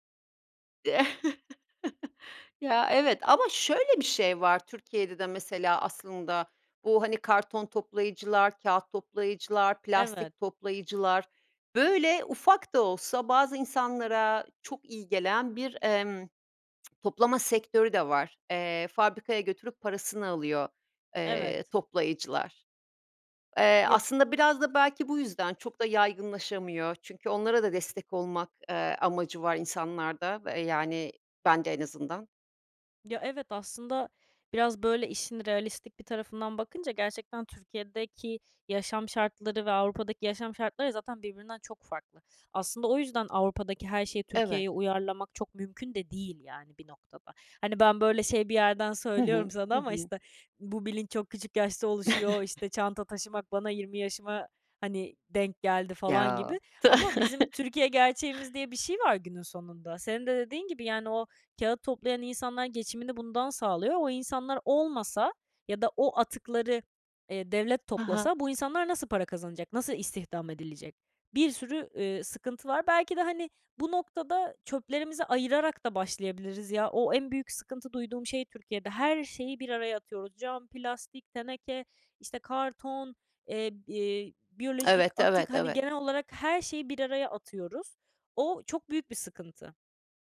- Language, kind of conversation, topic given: Turkish, podcast, Günlük hayatta atıkları azaltmak için neler yapıyorsun, anlatır mısın?
- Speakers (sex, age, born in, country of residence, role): female, 20-24, Turkey, France, guest; female, 50-54, Turkey, Italy, host
- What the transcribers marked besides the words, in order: chuckle; tsk; tapping; chuckle; other background noise; chuckle